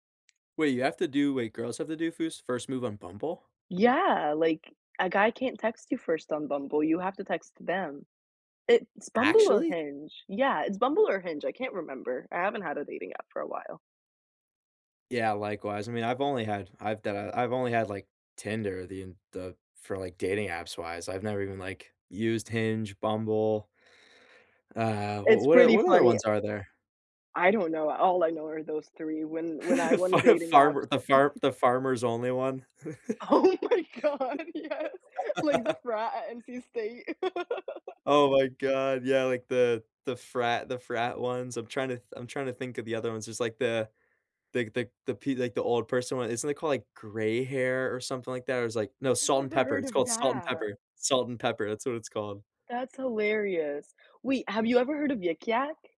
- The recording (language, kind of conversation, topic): English, unstructured, How do you navigate modern dating and technology to build meaningful connections?
- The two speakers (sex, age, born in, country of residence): female, 18-19, Egypt, United States; male, 18-19, United States, United States
- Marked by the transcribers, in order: laugh; laughing while speaking: "Far"; chuckle; laughing while speaking: "Oh my god, yes"; laugh; laugh